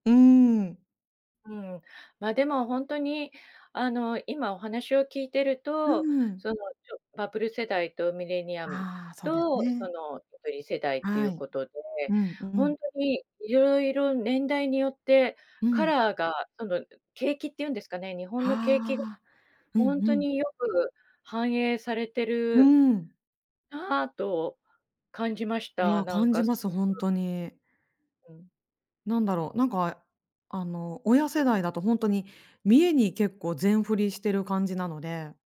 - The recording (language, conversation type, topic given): Japanese, podcast, 世代によってお金の使い方はどのように違うと思いますか？
- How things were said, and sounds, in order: other background noise; unintelligible speech